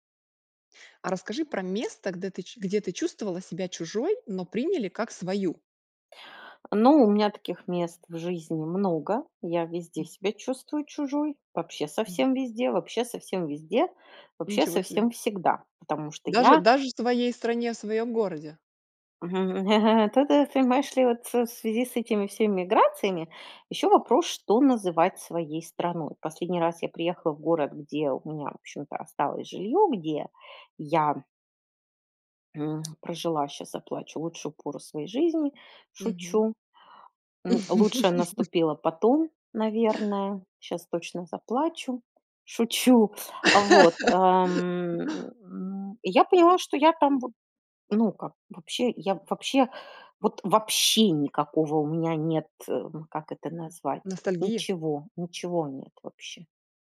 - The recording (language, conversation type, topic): Russian, podcast, Расскажи о месте, где ты чувствовал(а) себя чужим(ой), но тебя приняли как своего(ю)?
- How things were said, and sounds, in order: tapping; chuckle; laugh; laugh; stressed: "вообще"